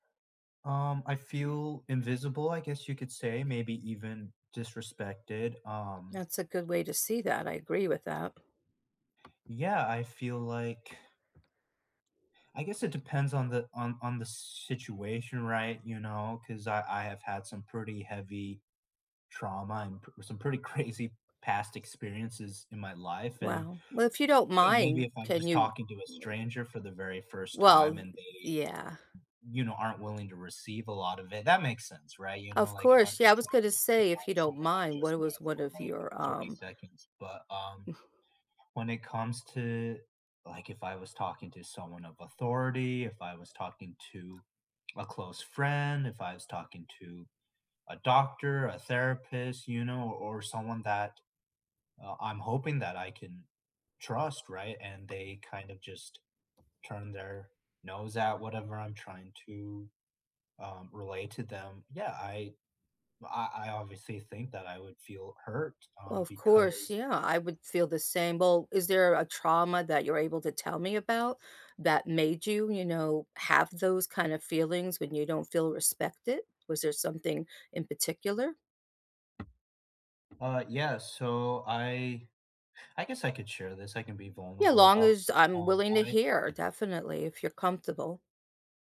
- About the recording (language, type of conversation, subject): English, unstructured, How do you feel when others don’t respect your past experiences?
- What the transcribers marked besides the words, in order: other background noise; tapping; laughing while speaking: "crazy"; laugh